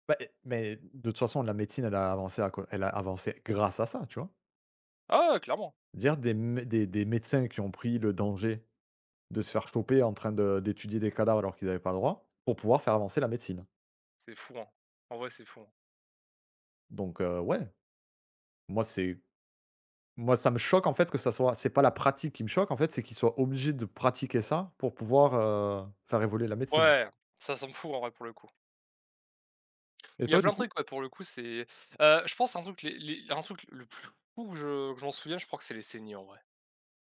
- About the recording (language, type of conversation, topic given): French, unstructured, Qu’est-ce qui te choque dans certaines pratiques médicales du passé ?
- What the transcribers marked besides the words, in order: stressed: "grâce"; stressed: "Ah"; other background noise